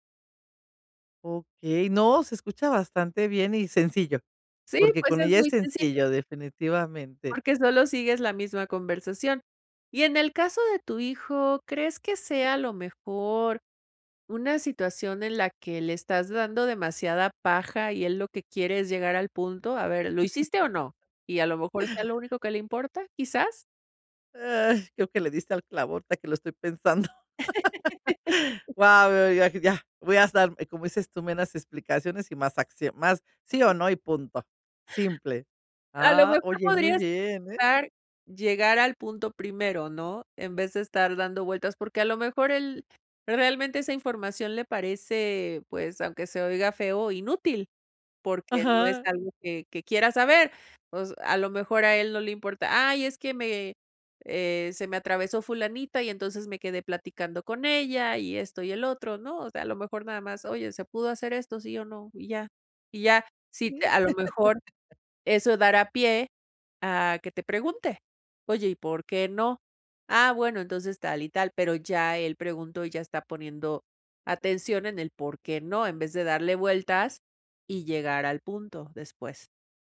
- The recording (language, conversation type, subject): Spanish, advice, ¿Qué puedo hacer para expresar mis ideas con claridad al hablar en público?
- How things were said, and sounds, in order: laugh; laugh; chuckle; unintelligible speech; laugh